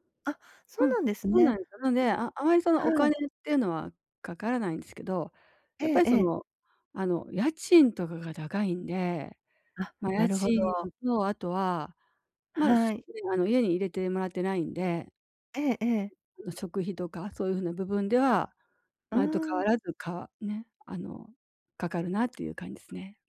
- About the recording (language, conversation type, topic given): Japanese, advice, 収入が急に減ったとき、不安をどうすれば和らげられますか？
- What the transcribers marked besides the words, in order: other background noise; unintelligible speech